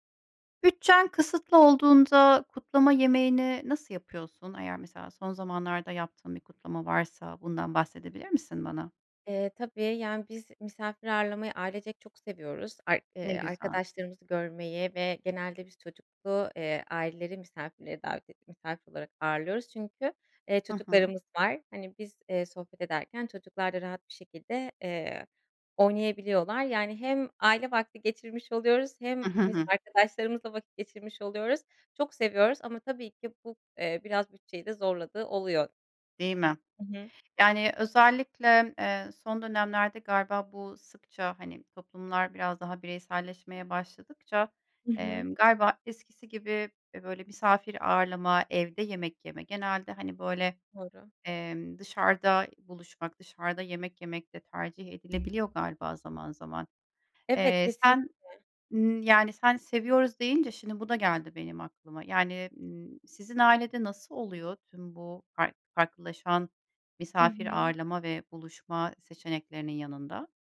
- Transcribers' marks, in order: tapping; chuckle; other background noise
- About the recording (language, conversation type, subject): Turkish, podcast, Bütçe kısıtlıysa kutlama yemeğini nasıl hazırlarsın?